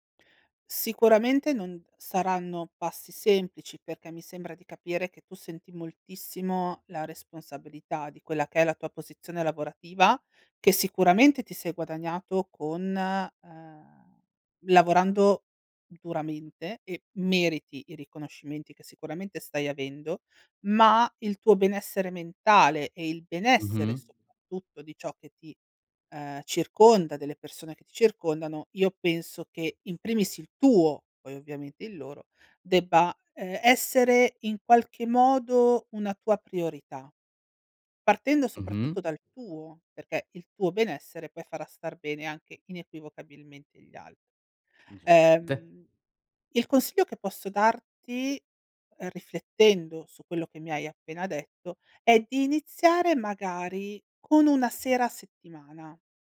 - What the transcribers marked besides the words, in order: none
- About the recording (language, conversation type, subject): Italian, advice, Come posso isolarmi mentalmente quando lavoro da casa?